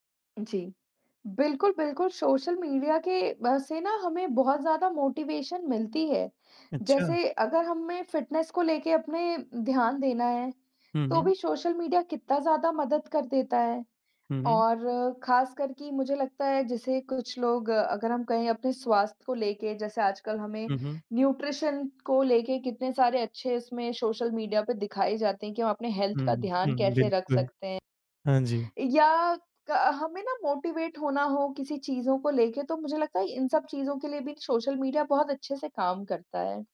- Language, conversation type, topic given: Hindi, unstructured, क्या सोशल मीडिया का आपकी मानसिक सेहत पर असर पड़ता है?
- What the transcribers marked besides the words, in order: in English: "मोटिवेशन"; in English: "फिटनेस"; in English: "न्यूट्रिशन"; tapping; in English: "हेल्थ"; other background noise; in English: "मोटिवेट"